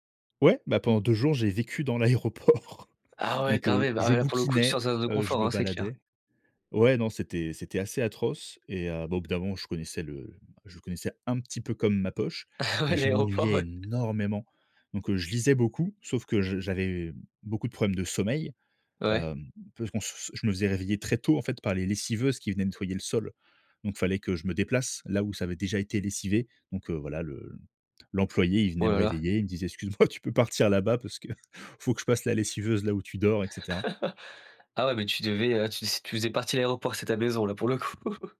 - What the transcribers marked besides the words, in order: stressed: "énormément"; tapping; stressed: "sommeil"; chuckle; chuckle
- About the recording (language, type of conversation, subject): French, podcast, Quel voyage t’a poussé hors de ta zone de confort ?